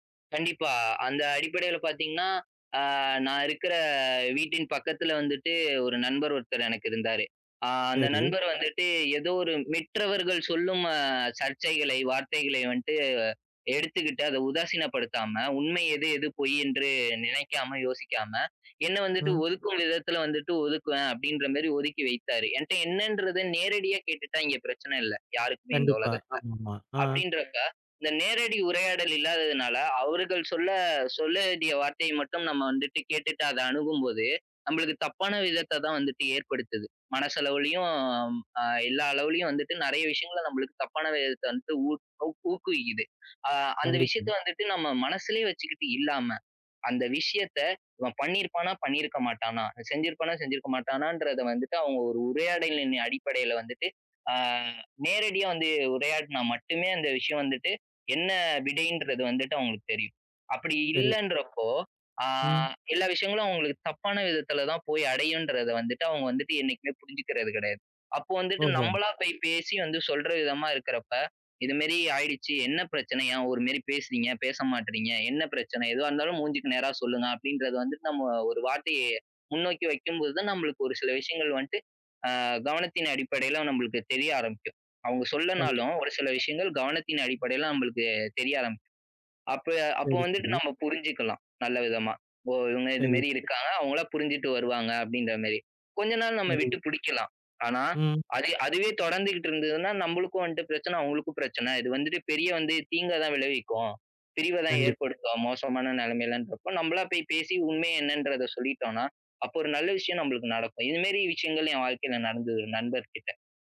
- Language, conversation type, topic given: Tamil, podcast, பழைய உறவுகளை மீண்டும் இணைத்துக்கொள்வது எப்படி?
- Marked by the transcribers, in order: other background noise; drawn out: "மனசளவுலயும்"; tapping